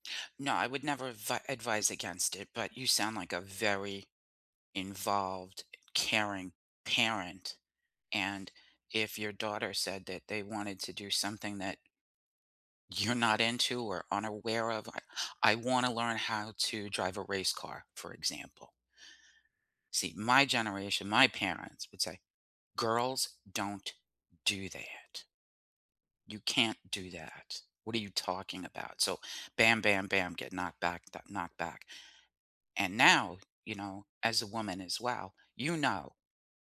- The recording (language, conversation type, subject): English, unstructured, What’s a dream you’ve had to give up on?
- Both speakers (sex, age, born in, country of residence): female, 45-49, United States, United States; female, 60-64, United States, United States
- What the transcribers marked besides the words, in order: other background noise